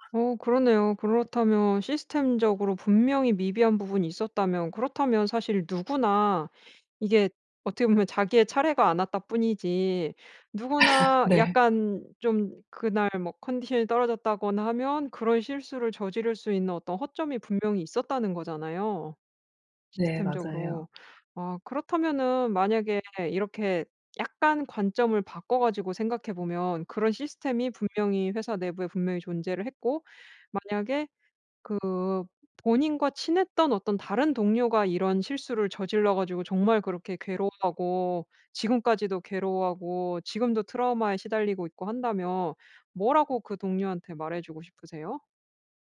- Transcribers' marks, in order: laughing while speaking: "어떻게 보면"; laugh; other background noise
- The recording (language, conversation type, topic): Korean, advice, 실수한 후 자신감을 어떻게 다시 회복할 수 있을까요?
- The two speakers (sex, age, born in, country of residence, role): female, 35-39, South Korea, France, advisor; female, 40-44, South Korea, United States, user